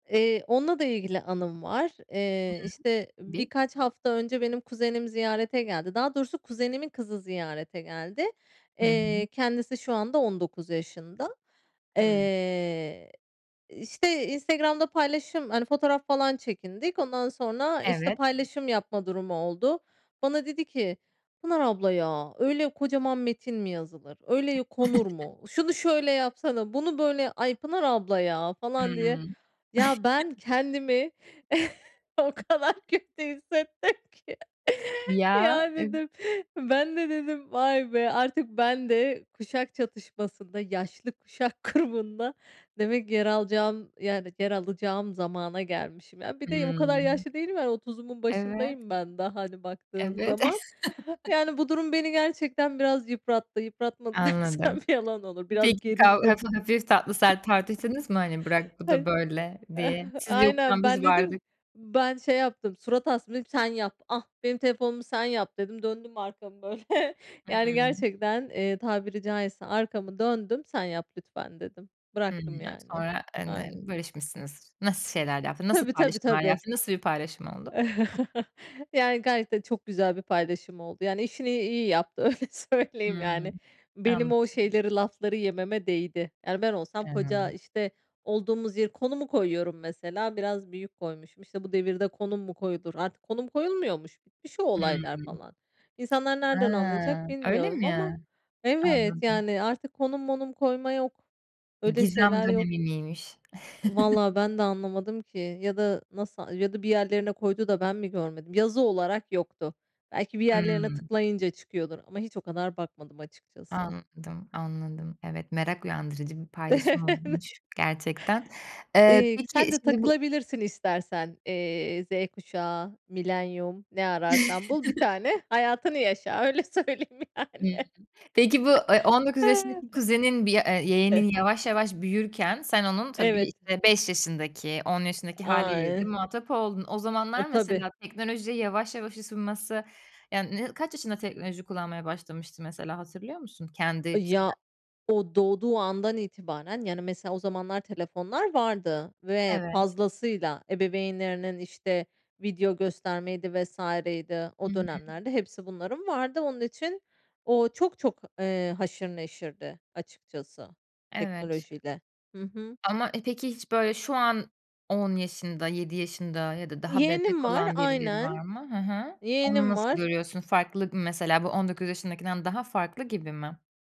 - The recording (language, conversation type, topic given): Turkish, podcast, Kuşaklar arasında teknoloji kullanımı neden gerilim yaratıyor?
- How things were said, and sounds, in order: other background noise; chuckle; chuckle; laughing while speaking: "o kadar kötü hissettim ki"; laughing while speaking: "grubunda"; chuckle; laughing while speaking: "dersem"; chuckle; laughing while speaking: "böyle"; unintelligible speech; unintelligible speech; chuckle; laughing while speaking: "öyle söyleyeyim"; tapping; lip smack; chuckle; chuckle; chuckle; laughing while speaking: "öyle söyleyeyim yani"; other noise; unintelligible speech; unintelligible speech; unintelligible speech